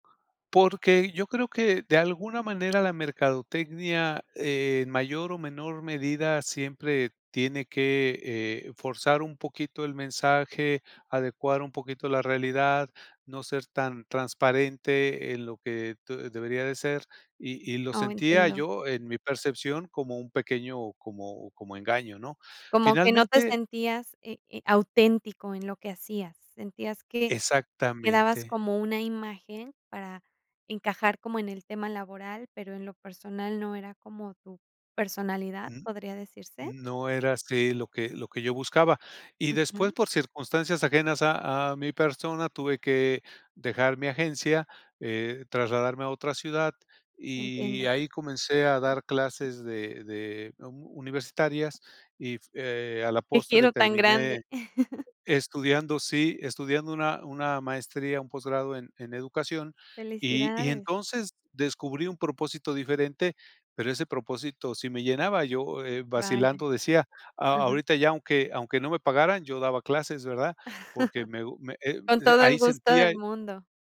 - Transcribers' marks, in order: other background noise; chuckle; chuckle
- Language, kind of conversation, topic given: Spanish, podcast, ¿Cómo valoras la importancia del salario frente al propósito en tu trabajo?